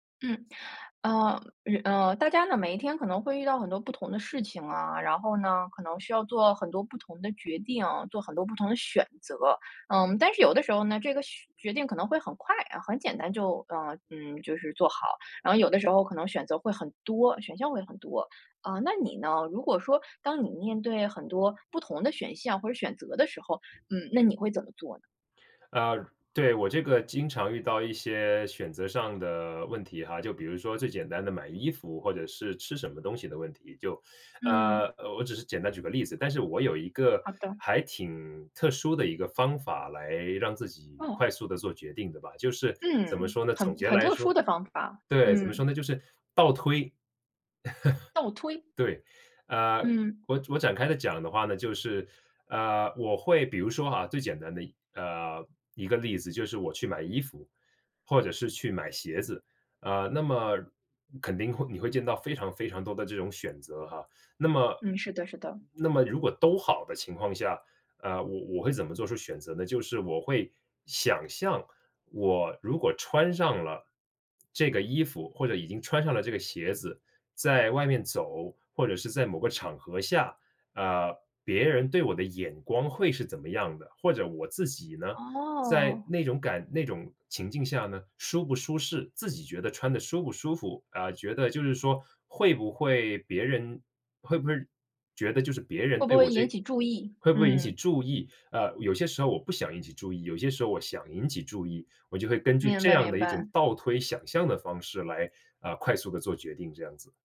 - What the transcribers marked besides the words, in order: surprised: "哦"; other background noise; surprised: "倒推？"; laugh; put-on voice: "哦"
- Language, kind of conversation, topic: Chinese, podcast, 选项太多时，你一般怎么快速做决定？